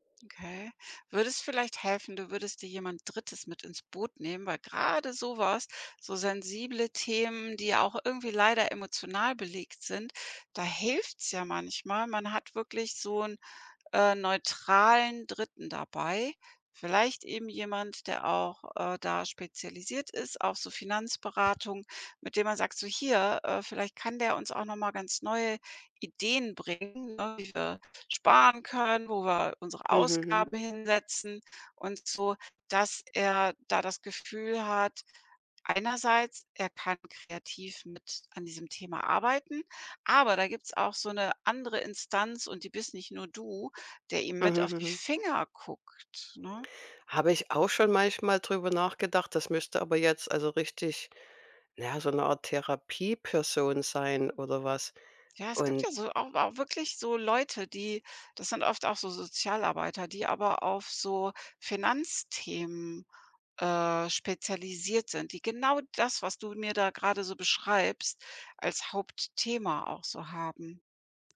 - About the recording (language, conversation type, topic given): German, advice, Wie kann ich den Streit mit meinem Partner über Ausgaben und gemeinsame Konten klären?
- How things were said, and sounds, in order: none